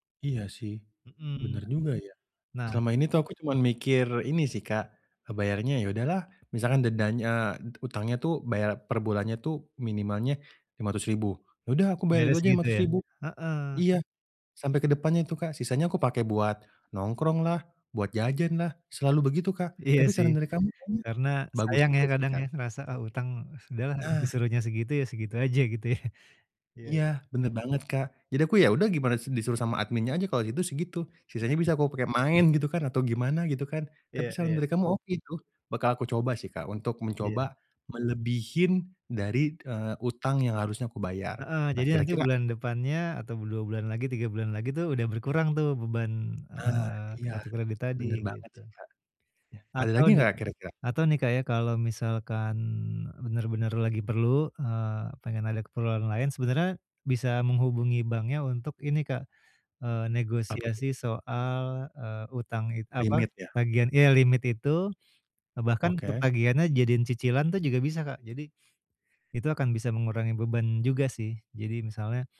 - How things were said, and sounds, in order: unintelligible speech; sniff
- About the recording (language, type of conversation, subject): Indonesian, advice, Bagaimana cara mengatur anggaran agar bisa melunasi utang lebih cepat?